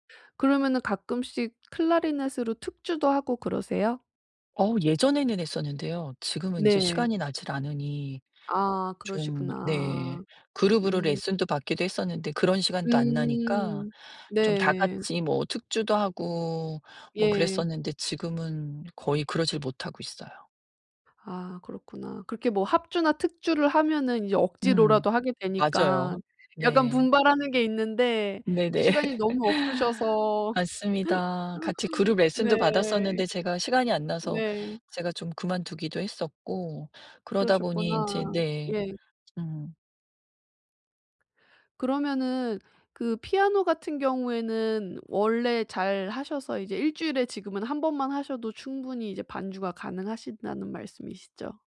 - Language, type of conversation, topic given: Korean, advice, 취미를 시작해도 오래 유지하지 못하는데, 어떻게 하면 꾸준히 할 수 있을까요?
- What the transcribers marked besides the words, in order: tapping; laughing while speaking: "네네"; laugh; laugh